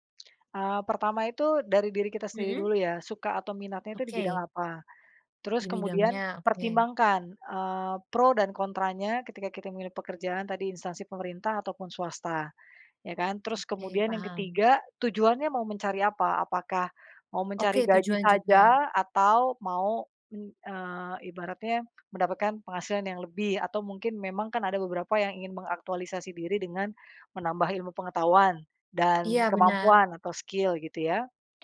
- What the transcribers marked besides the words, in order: lip smack; tapping; in English: "skill"
- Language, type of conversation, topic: Indonesian, podcast, Pernahkah kamu mempertimbangkan memilih pekerjaan yang kamu sukai atau gaji yang lebih besar?